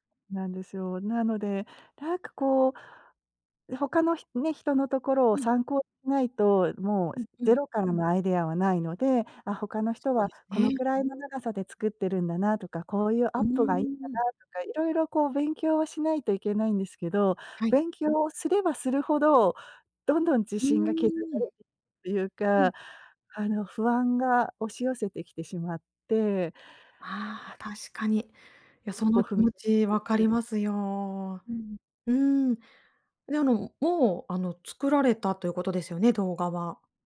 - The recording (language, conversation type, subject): Japanese, advice, 完璧を求めすぎて取りかかれず、なかなか決められないのはなぜですか？
- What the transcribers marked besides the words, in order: unintelligible speech